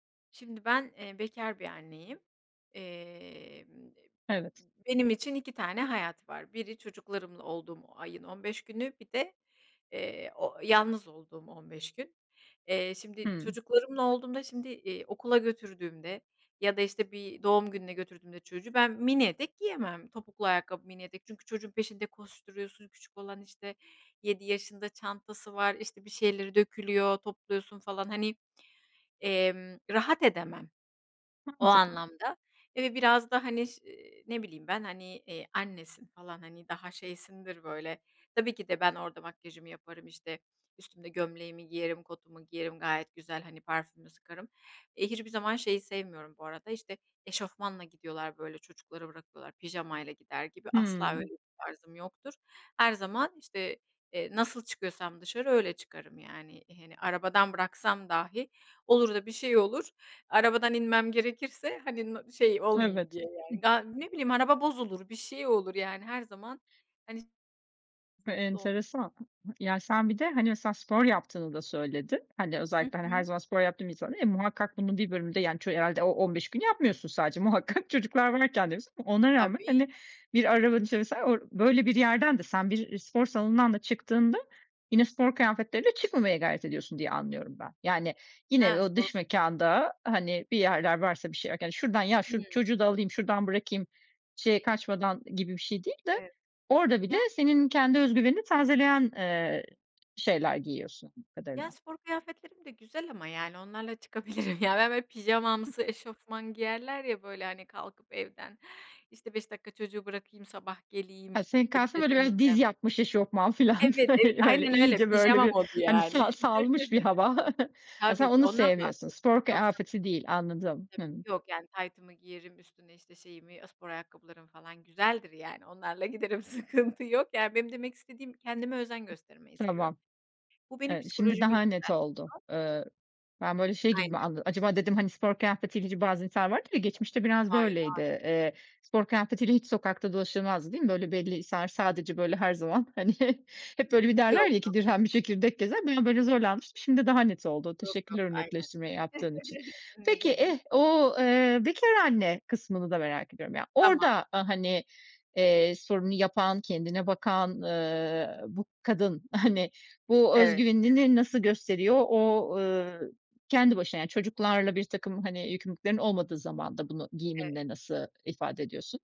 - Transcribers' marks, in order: other background noise; stressed: "annesin"; unintelligible speech; laughing while speaking: "Muhakkak"; unintelligible speech; laughing while speaking: "çıkabilirim"; laughing while speaking: "filan"; chuckle; chuckle; laughing while speaking: "giderim. Sıkıntı yok"; chuckle; laughing while speaking: "hani"
- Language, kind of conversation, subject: Turkish, podcast, Giyim tarzın özgüvenini nasıl etkiliyor, bununla ilgili bir deneyimin var mı?